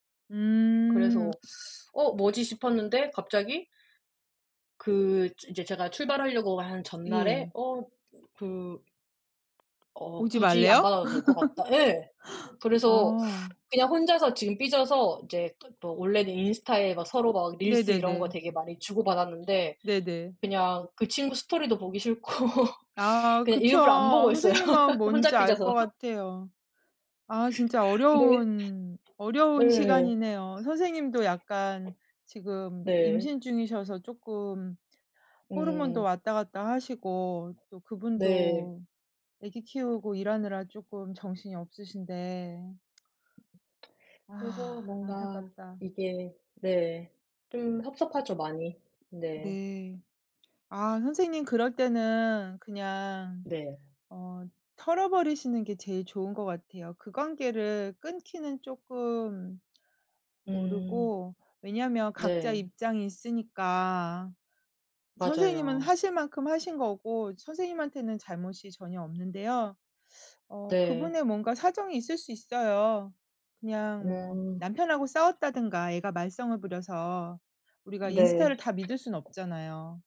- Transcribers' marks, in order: tapping; other background noise; laugh; laughing while speaking: "싫고"; laughing while speaking: "있어요"; laugh; background speech; tsk
- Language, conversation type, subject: Korean, unstructured, 친구에게 배신당한 경험이 있나요?